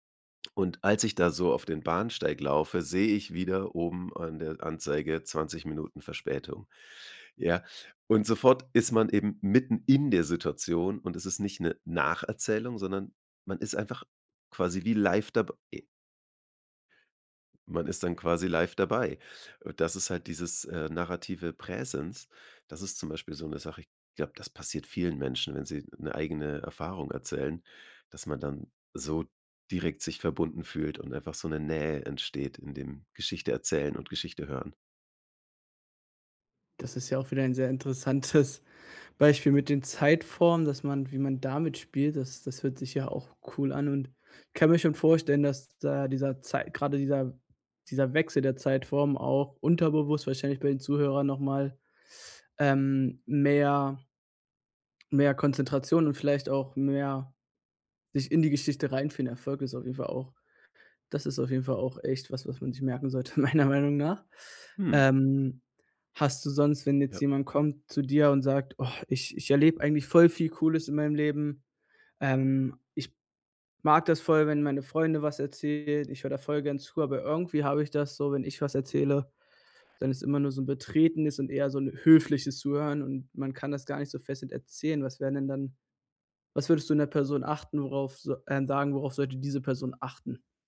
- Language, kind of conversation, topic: German, podcast, Wie baust du Nähe auf, wenn du eine Geschichte erzählst?
- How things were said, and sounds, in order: stressed: "in"; laughing while speaking: "interessantes"; unintelligible speech; laughing while speaking: "sollte"; drawn out: "Ähm"